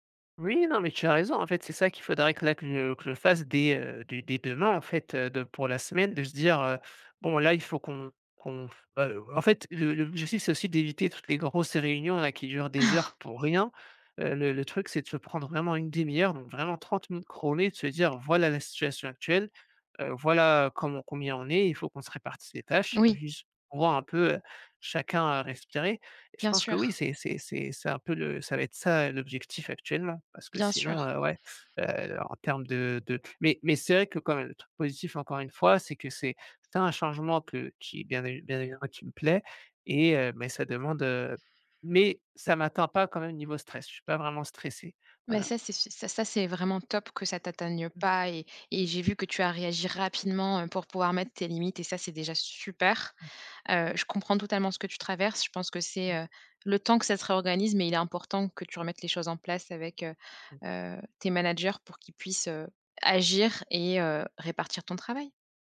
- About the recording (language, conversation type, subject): French, advice, Comment décririez-vous un changement majeur de rôle ou de responsabilités au travail ?
- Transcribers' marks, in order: chuckle; stressed: "rien"; tapping; stressed: "super"; stressed: "agir"